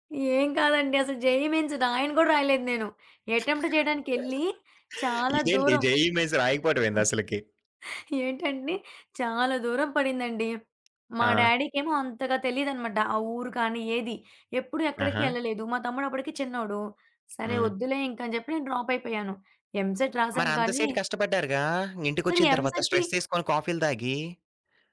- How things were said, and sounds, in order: in English: "జేఈఈ మెయిన్స్"; laughing while speaking: "ఇదేంటి జేఈఈ మెయిన్స్ రాయకపోవడం ఏంది అసలకి?"; in English: "జేఈఈ మెయిన్స్"; in English: "ఎటెంప్ట్"; giggle; tapping; other background noise; in English: "ఎంసెట్"; in English: "ఎంసెట్‌కి"
- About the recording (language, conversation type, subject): Telugu, podcast, బర్నౌట్ వచ్చినప్పుడు మీరు ఏమి చేశారు?